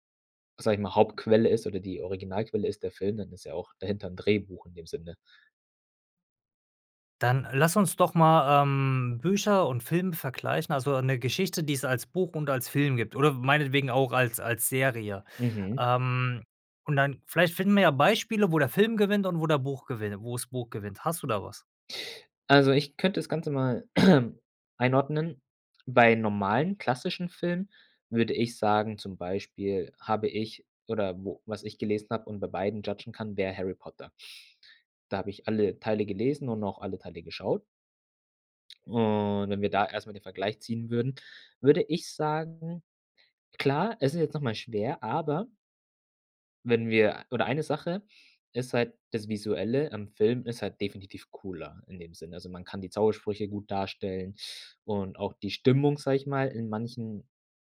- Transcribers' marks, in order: throat clearing; in English: "judgen"
- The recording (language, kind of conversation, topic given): German, podcast, Was kann ein Film, was ein Buch nicht kann?